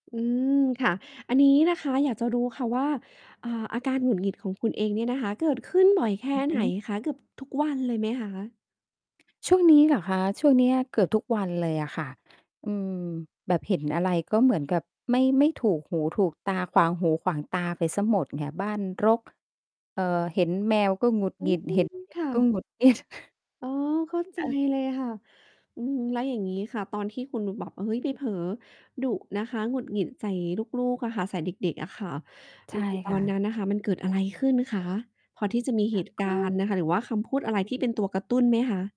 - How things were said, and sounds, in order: distorted speech; tapping; stressed: "รก"; chuckle; other background noise
- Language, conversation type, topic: Thai, advice, ฉันมักหงุดหงิดกับคนรักหรือกับลูกจนเผลอพูดแรงไป แล้วรู้สึกเสียใจกับปฏิกิริยาของตัวเอง ควรทำอย่างไรดี?